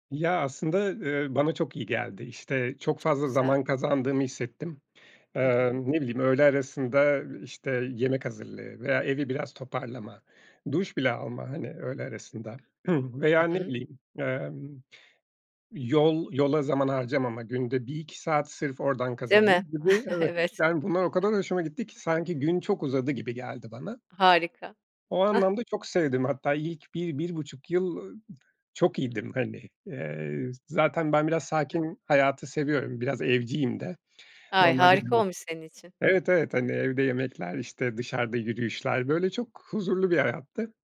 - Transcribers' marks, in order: throat clearing; laughing while speaking: "Evet"; chuckle; other background noise
- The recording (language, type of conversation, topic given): Turkish, podcast, Uzaktan çalışmanın artıları ve eksileri neler?
- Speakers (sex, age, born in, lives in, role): female, 40-44, Turkey, Spain, host; male, 40-44, Turkey, Portugal, guest